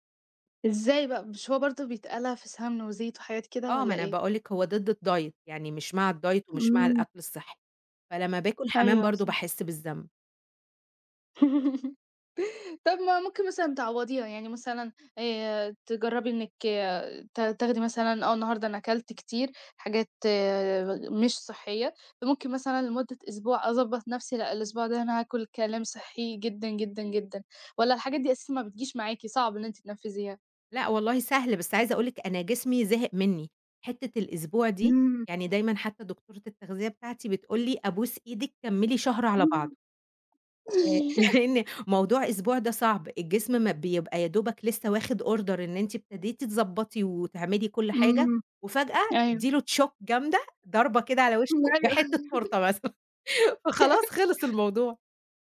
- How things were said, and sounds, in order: in English: "الdiet"; in English: "الdiet"; laugh; laugh; laughing while speaking: "لإن"; in English: "order"; in English: "shock"; laughing while speaking: "ما أيوه"; laughing while speaking: "مثلًا"; laugh
- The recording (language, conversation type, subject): Arabic, podcast, إزاي بتختار أكل صحي؟